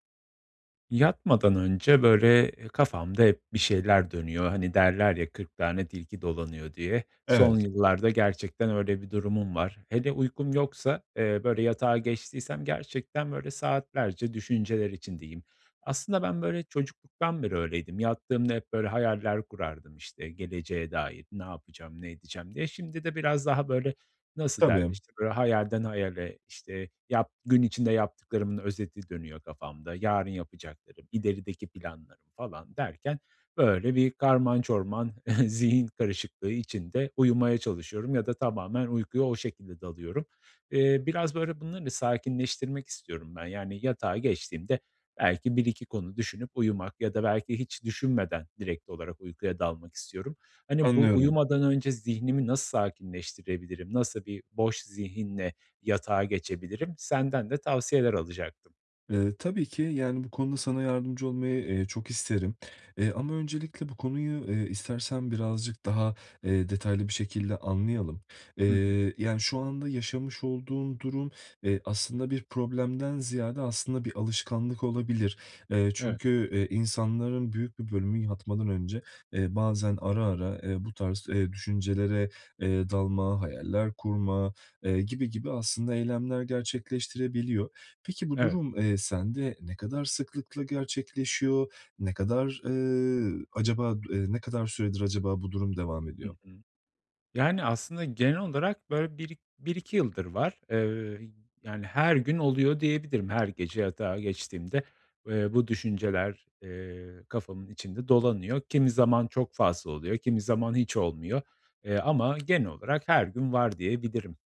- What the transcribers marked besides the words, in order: other background noise; chuckle; tapping
- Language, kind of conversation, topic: Turkish, advice, Uyumadan önce zihnimi sakinleştirmek için hangi basit teknikleri deneyebilirim?